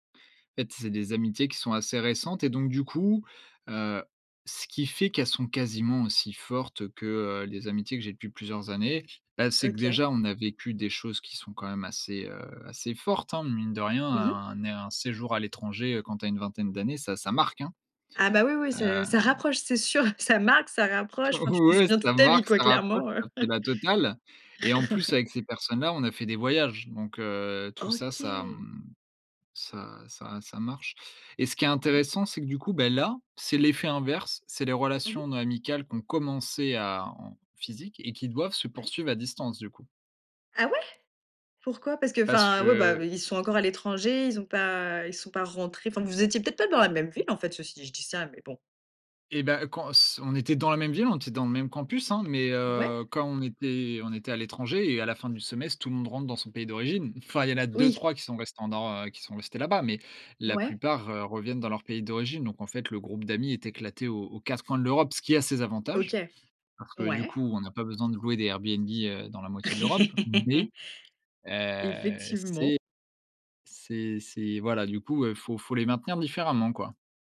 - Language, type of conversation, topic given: French, podcast, Comment bâtis-tu des amitiés en ligne par rapport à la vraie vie, selon toi ?
- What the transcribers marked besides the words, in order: stressed: "marque"; joyful: "O ouais"; chuckle; surprised: "Ah ouais"; tapping; laugh; stressed: "mais"